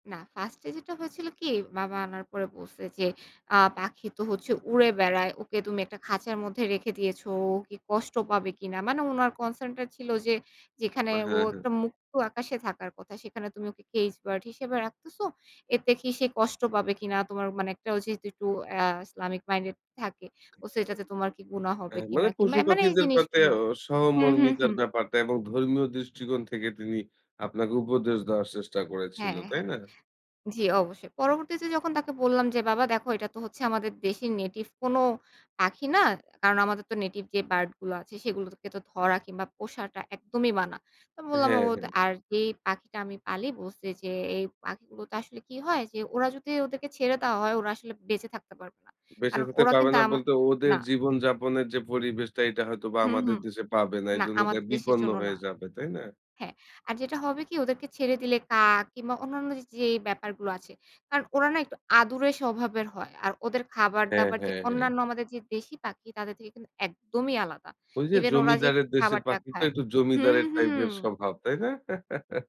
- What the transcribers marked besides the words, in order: in English: "কনসার্ন"; chuckle
- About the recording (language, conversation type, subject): Bengali, podcast, তুমি যে শখ নিয়ে সবচেয়ে বেশি উচ্ছ্বসিত, সেটা কীভাবে শুরু করেছিলে?